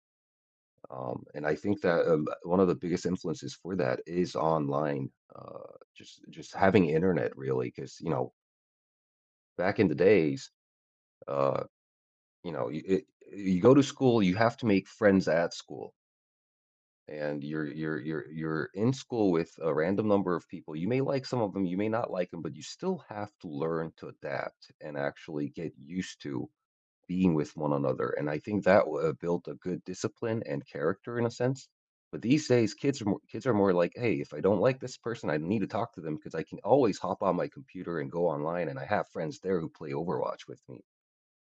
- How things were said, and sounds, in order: none
- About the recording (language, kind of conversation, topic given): English, unstructured, Do you think people today trust each other less than they used to?